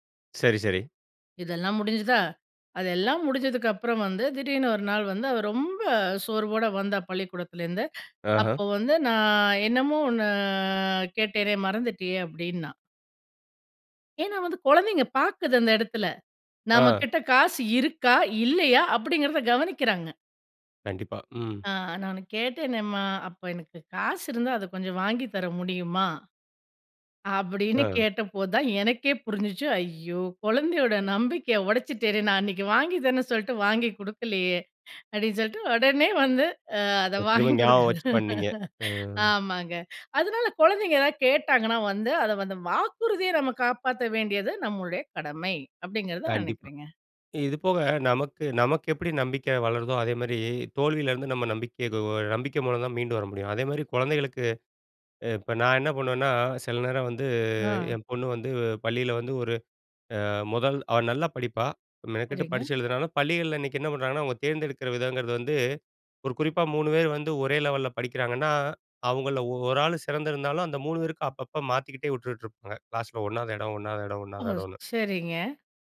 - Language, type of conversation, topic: Tamil, podcast, குழந்தைகளிடம் நம்பிக்கை நீங்காமல் இருக்க எப்படி கற்றுக்கொடுப்பது?
- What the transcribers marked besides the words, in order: drawn out: "ரொம்ப"; inhale; drawn out: "நான்"; put-on voice: "என்னமோ ஒண்ணு கேட்டேனே மறந்திட்டியே!"; drawn out: "ஒண்ணு"; put-on voice: "நானு கேட்டேனேம்மா, அப்போ எனக்கு காசு இருந்தா அத கொஞ்சம் வாங்கி தர முடியுமா?"; other background noise; put-on voice: "ஐயோ! குழந்தையோட நம்பிக்கைய உடைச்சுட்டேனே! நான் அன்னிக்கு வாங்கி தரன்னு சொல்ட்டு வாங்கி குடுக்கலையே!"; inhale; laughing while speaking: "அப்டின்னு சொல்ட்டு உடனே வந்து அ அத வாங்கி குடுக்க ஆமாங்க"; chuckle; inhale; trusting: "கண்டிப்பா. இது போக நமக்கு நமக்கு … மீண்டும் வர முடியும்"; drawn out: "வந்து"